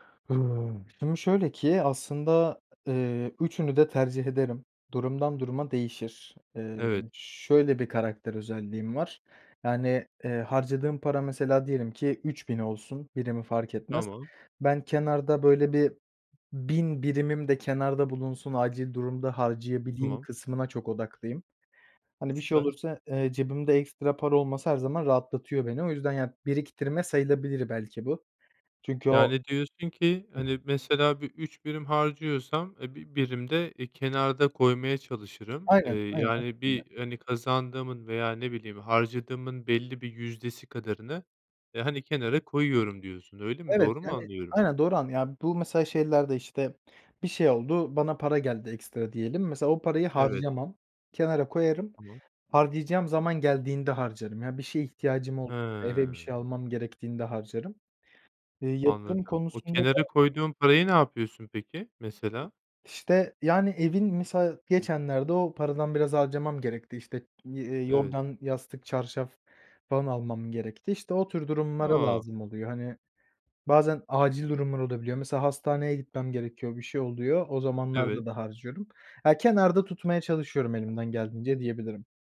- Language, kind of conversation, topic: Turkish, podcast, Para biriktirmeyi mi, harcamayı mı yoksa yatırım yapmayı mı tercih edersin?
- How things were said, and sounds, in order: unintelligible speech; tapping; other background noise